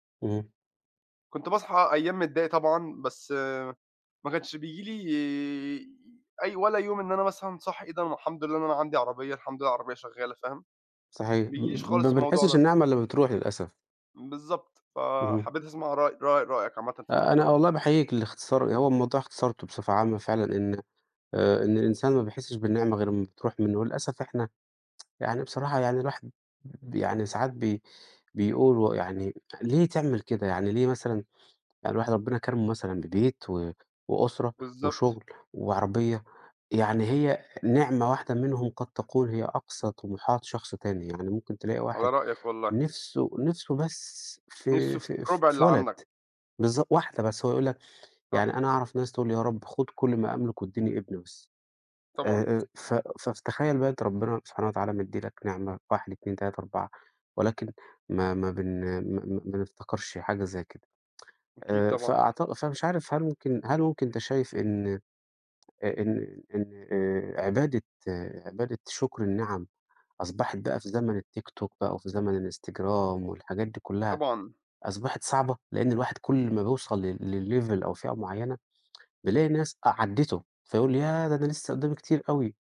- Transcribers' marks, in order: tapping; tsk; tsk; in English: "لlevel"
- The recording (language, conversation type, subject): Arabic, unstructured, إيه هي اللحظة الصغيرة اللي بتخليك مبسوط خلال اليوم؟